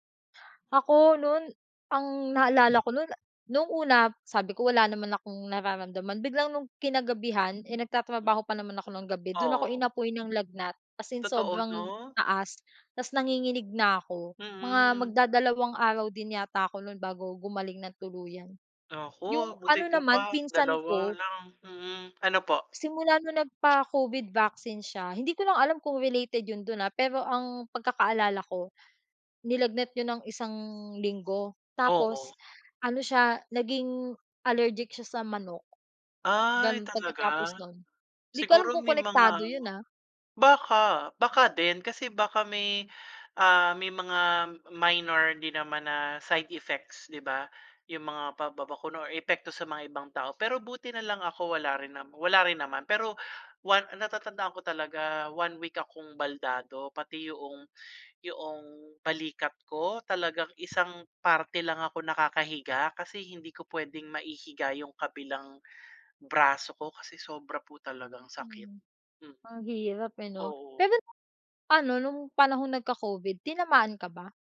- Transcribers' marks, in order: none
- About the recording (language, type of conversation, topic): Filipino, unstructured, Ano ang masasabi mo tungkol sa pagkalat ng maling impormasyon tungkol sa bakuna?